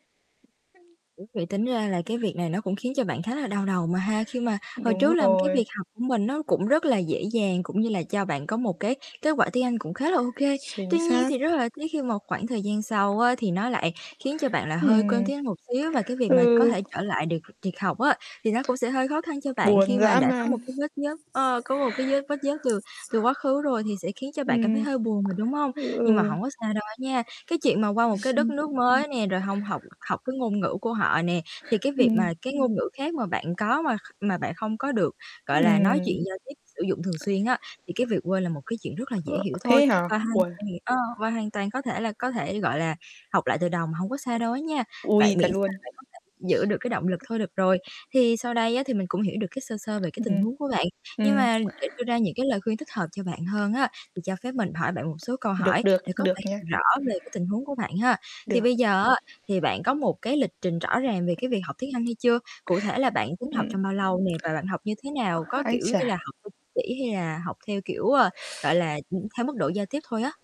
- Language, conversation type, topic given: Vietnamese, advice, Tôi nên làm gì để duy trì động lực khi tiến độ công việc chững lại?
- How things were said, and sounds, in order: tapping; distorted speech; static; other background noise; chuckle; unintelligible speech